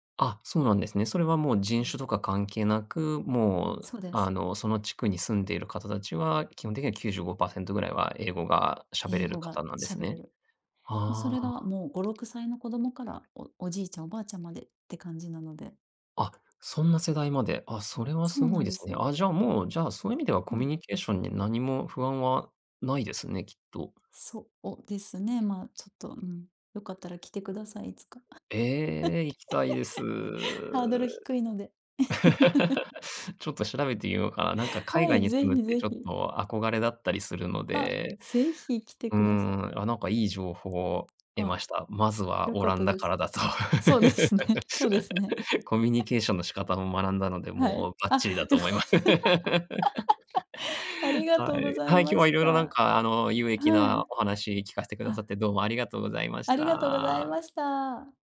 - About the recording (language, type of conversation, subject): Japanese, podcast, 新しい町で友達を作るには、まず何をすればいいですか？
- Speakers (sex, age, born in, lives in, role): female, 35-39, Japan, Japan, guest; male, 40-44, Japan, Japan, host
- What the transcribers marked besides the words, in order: tapping; chuckle; other background noise; chuckle; chuckle; chuckle; chuckle; laughing while speaking: "良かった"; laugh